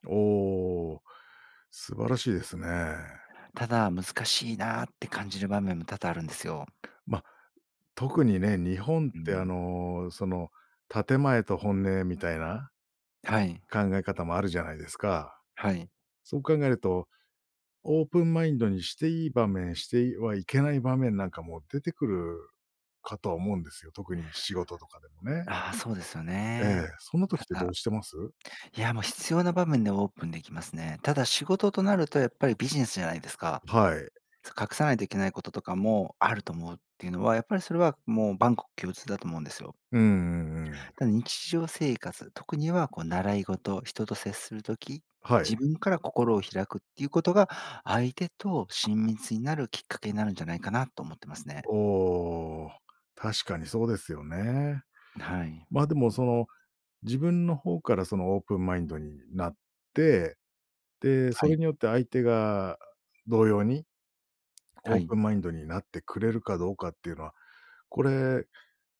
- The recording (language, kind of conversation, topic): Japanese, podcast, 新しい考えに心を開くためのコツは何ですか？
- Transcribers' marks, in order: none